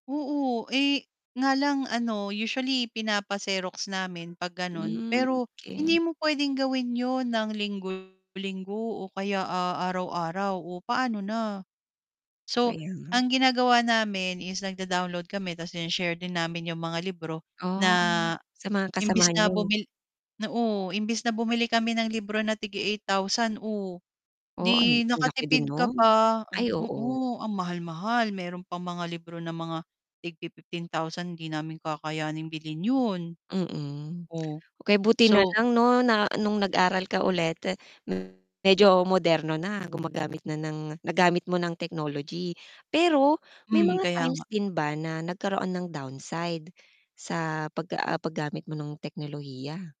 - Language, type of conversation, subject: Filipino, podcast, Paano nakatulong ang teknolohiya sa paraan ng pag-aaral mo?
- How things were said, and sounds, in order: static; background speech; distorted speech; tapping; other background noise